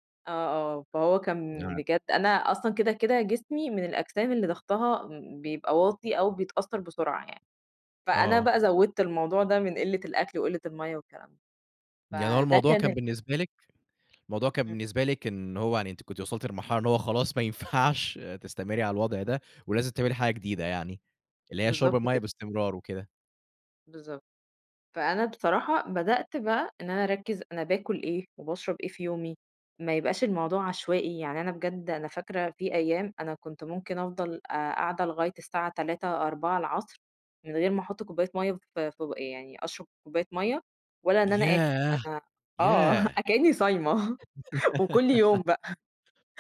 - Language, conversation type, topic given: Arabic, podcast, إيه العادات الصغيرة اللي خلّت يومك أحسن؟
- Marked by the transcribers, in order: chuckle; laughing while speaking: "آه، أ كإني صايمة وكل يوم بقى"; giggle